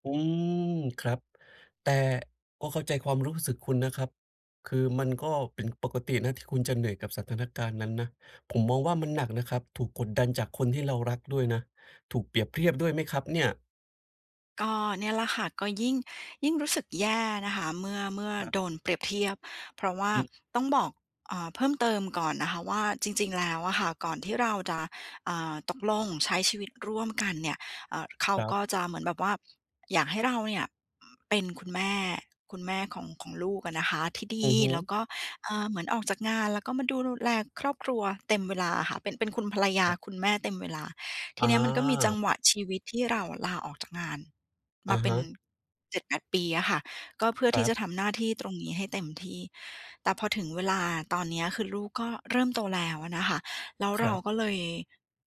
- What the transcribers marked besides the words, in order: other background noise
- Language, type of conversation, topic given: Thai, advice, ฉันจะรับมือกับแรงกดดันจากคนรอบข้างให้ใช้เงิน และการเปรียบเทียบตัวเองกับผู้อื่นได้อย่างไร